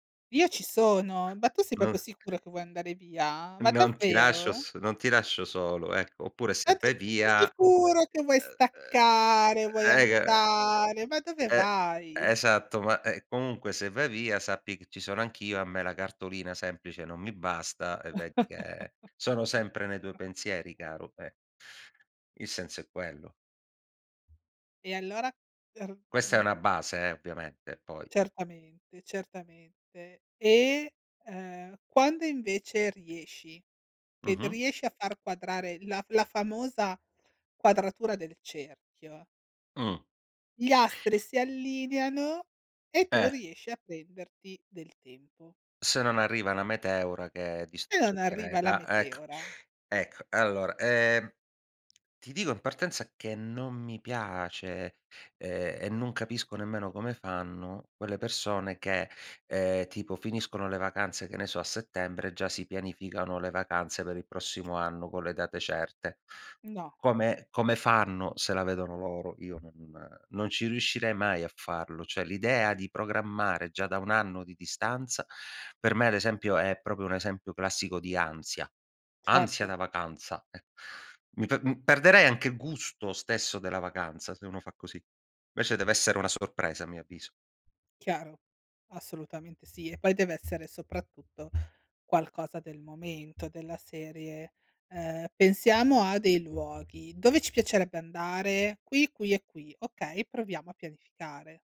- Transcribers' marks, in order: put-on voice: "Io ci sono, ma tu … via? Ma davvero?"; put-on voice: "Ma tu sei proprio sicuro … Ma dove vai!"; unintelligible speech; background speech; laugh; other background noise; other noise; tapping
- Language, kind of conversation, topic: Italian, podcast, Come pianifichi le vacanze per staccare davvero dal lavoro?